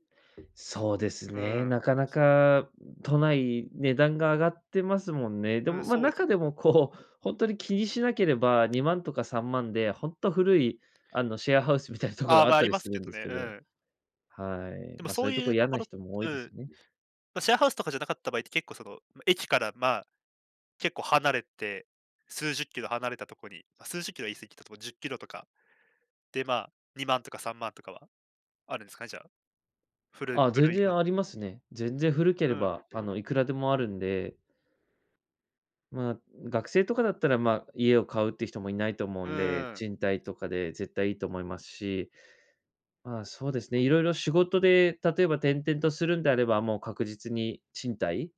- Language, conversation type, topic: Japanese, podcast, 家を買うか賃貸にするかは、どうやって決めればいいですか？
- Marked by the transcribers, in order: tapping; chuckle